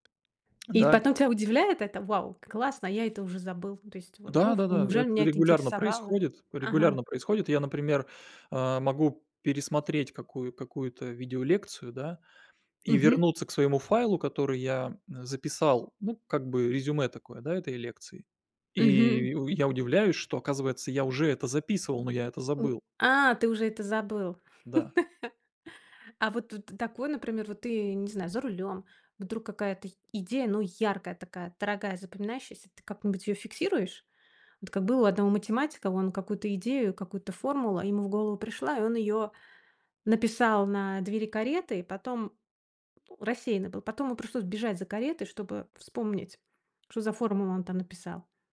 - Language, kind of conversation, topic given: Russian, podcast, Как ты фиксируешь внезапные идеи, чтобы не забыть?
- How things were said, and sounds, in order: tapping; laugh